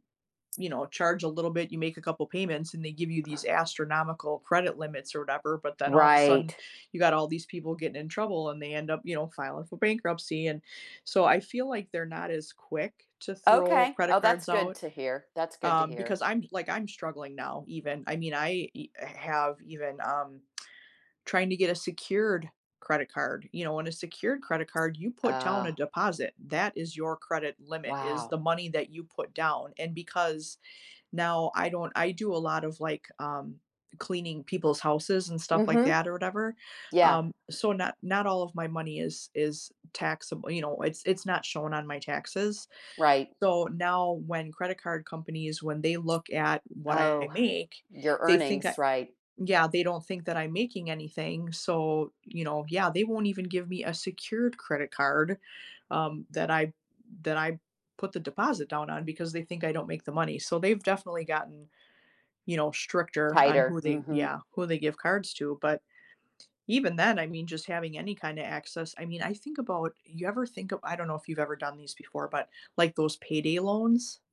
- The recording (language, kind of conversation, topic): English, unstructured, Were you surprised by how much debt can grow?
- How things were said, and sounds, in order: other background noise; tsk; teeth sucking